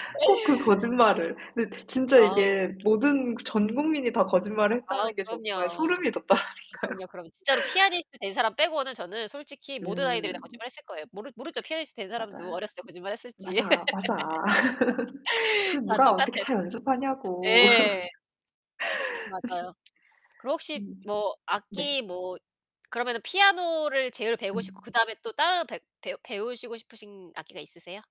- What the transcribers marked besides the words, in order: laughing while speaking: "돋더라니까요"; tapping; laugh; laugh; distorted speech
- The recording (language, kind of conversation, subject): Korean, unstructured, 만약 모든 악기를 자유롭게 연주할 수 있다면, 어떤 곡을 가장 먼저 연주하고 싶으신가요?